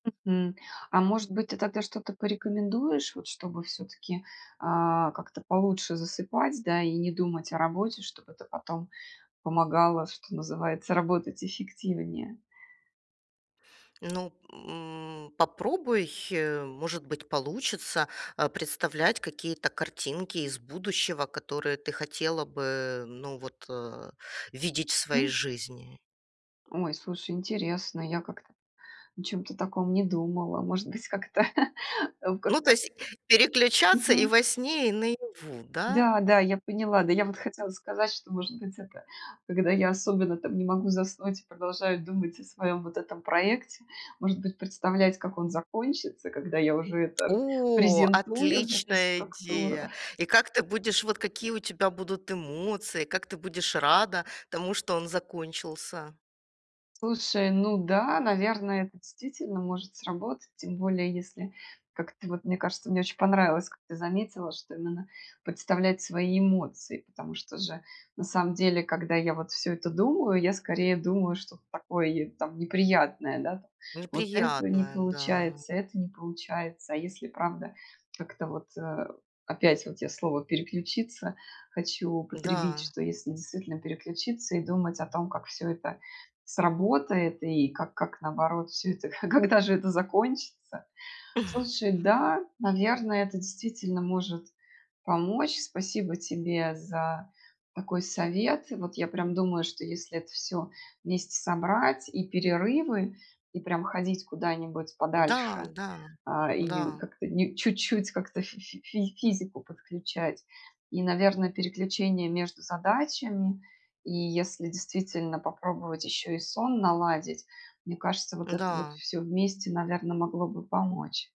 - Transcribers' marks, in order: tapping; chuckle; chuckle; chuckle; laughing while speaking: "а когда же это"
- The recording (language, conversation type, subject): Russian, advice, Как мне распределять энергию и восстановление, чтобы работать глубоко, а не распыляться?